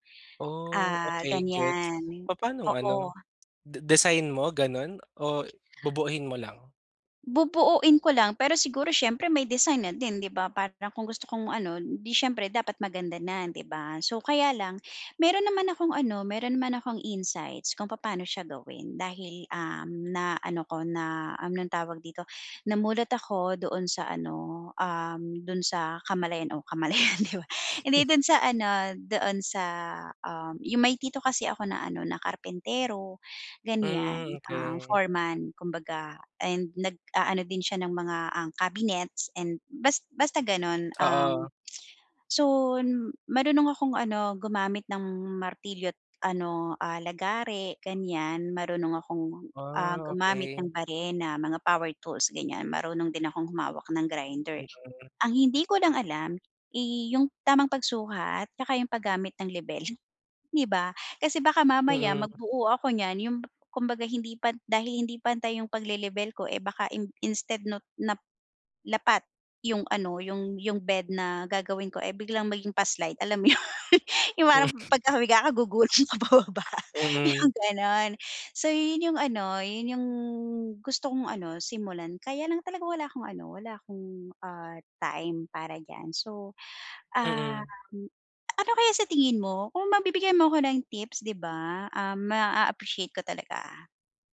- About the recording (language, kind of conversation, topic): Filipino, advice, Paano ako makakahanap ng oras para sa proyektong kinahihiligan ko?
- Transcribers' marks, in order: dog barking; laughing while speaking: "kamalayan di ba"; laughing while speaking: "mo yun"; laughing while speaking: "gugulong ka pababa"